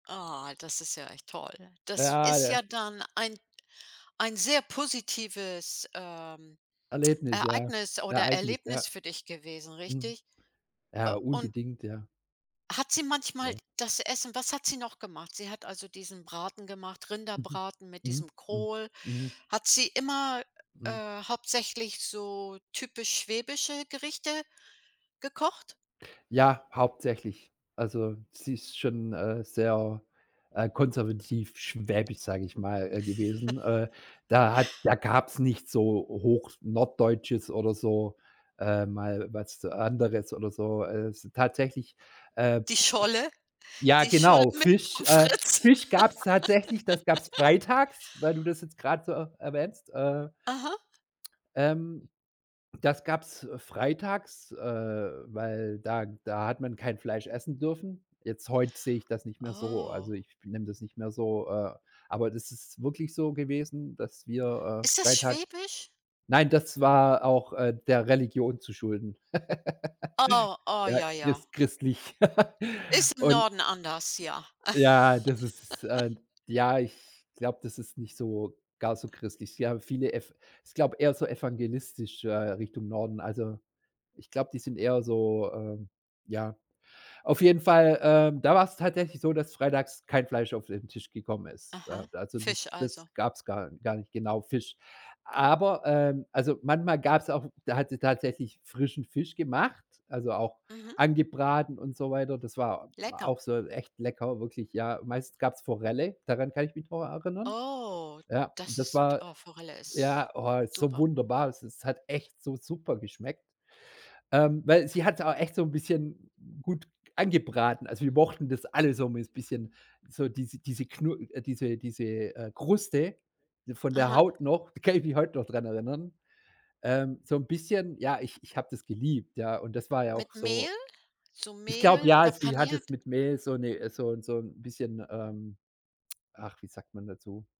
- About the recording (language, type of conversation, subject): German, podcast, Welche Gerichte sind bei euch sonntags ein Muss?
- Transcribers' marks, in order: giggle; other background noise; background speech; laugh; drawn out: "Oh"; giggle; chuckle; giggle; drawn out: "Oh"